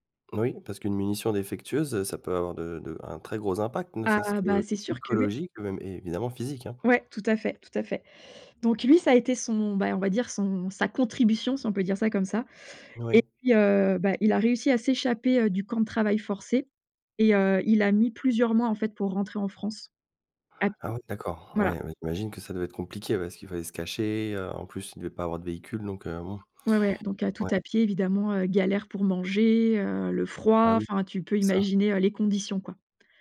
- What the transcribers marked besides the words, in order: stressed: "contribution"
- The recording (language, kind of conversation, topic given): French, podcast, Comment les histoires de guerre ou d’exil ont-elles marqué ta famille ?